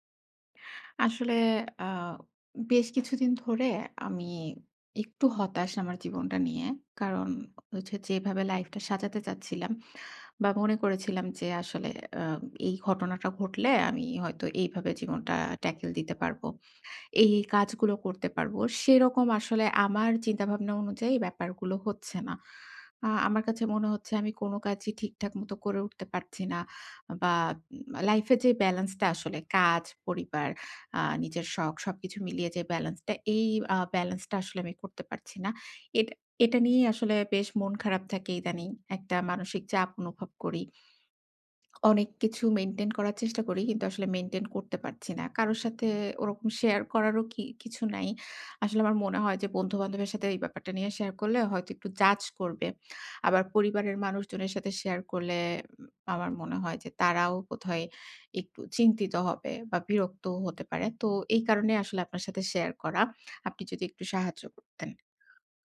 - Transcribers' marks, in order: in English: "tackle"; swallow
- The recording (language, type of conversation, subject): Bengali, advice, বড় পরিবর্তনকে ছোট ধাপে ভাগ করে কীভাবে শুরু করব?